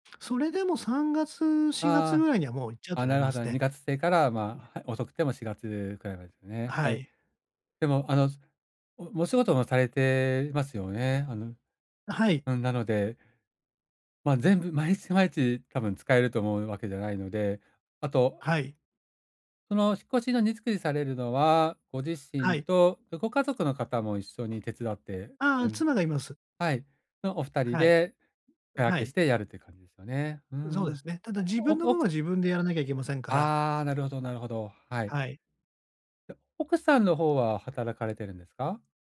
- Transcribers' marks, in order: tapping; other noise; unintelligible speech
- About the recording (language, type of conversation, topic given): Japanese, advice, 引っ越しの荷造りは、どこから優先して梱包すればいいですか？